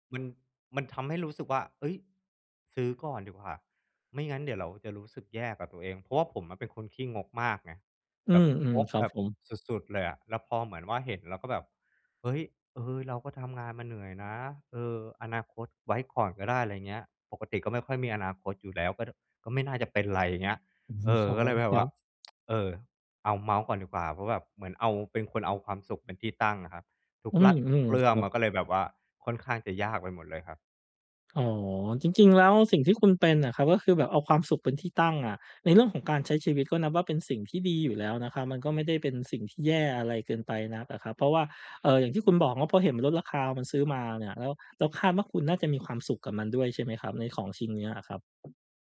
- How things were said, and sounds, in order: tsk; tapping
- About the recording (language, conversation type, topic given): Thai, advice, ฉันจะจัดกลุ่มงานที่คล้ายกันเพื่อช่วยลดการสลับบริบทและสิ่งรบกวนสมาธิได้อย่างไร?